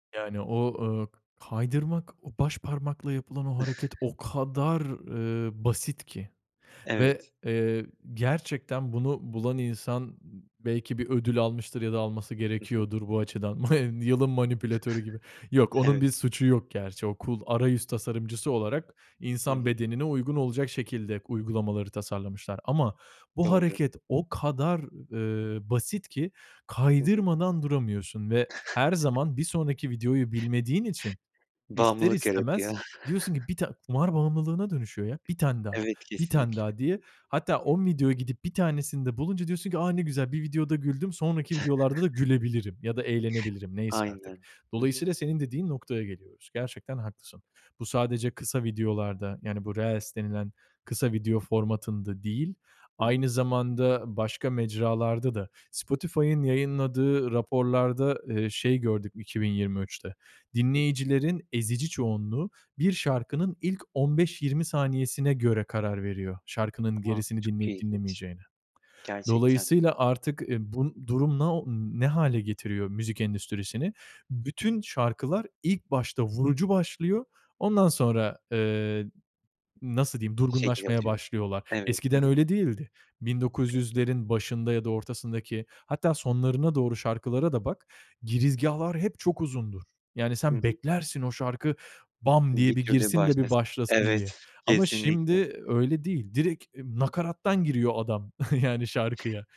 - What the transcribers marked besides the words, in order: chuckle; stressed: "kadar"; laughing while speaking: "Ma"; chuckle; in English: "cool"; other background noise; stressed: "kadar"; chuckle; chuckle; chuckle; tapping; chuckle
- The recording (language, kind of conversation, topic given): Turkish, podcast, Yayın platformlarının algoritmaları zevklerimizi nasıl biçimlendiriyor, sence?